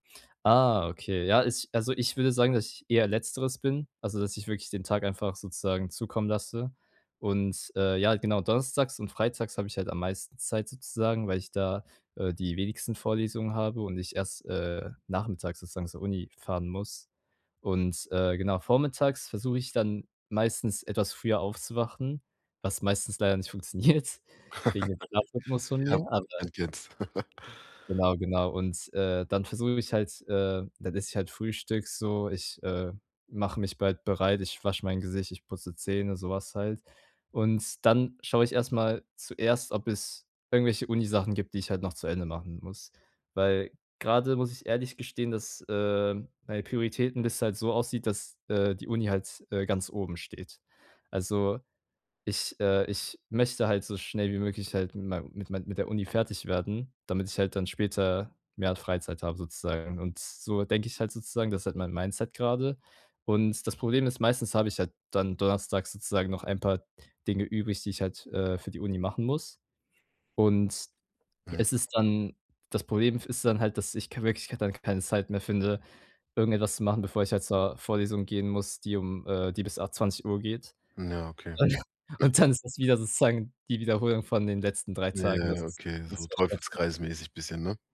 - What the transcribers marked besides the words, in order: chuckle; laughing while speaking: "funktioniert"; chuckle; other background noise; tapping; laughing while speaking: "Und und dann ist das"; other noise; unintelligible speech
- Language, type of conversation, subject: German, advice, Wie findest du Zeit, um an deinen persönlichen Zielen zu arbeiten?